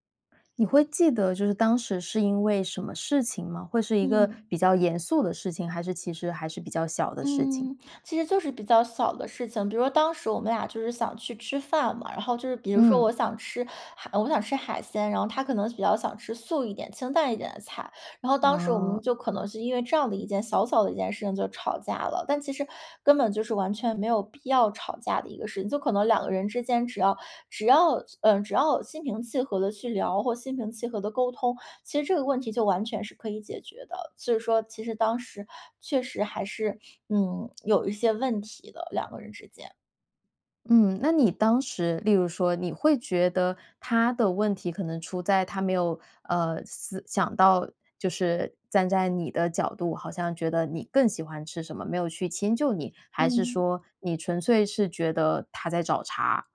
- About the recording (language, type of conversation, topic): Chinese, podcast, 在亲密关系里你怎么表达不满？
- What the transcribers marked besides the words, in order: stressed: "更"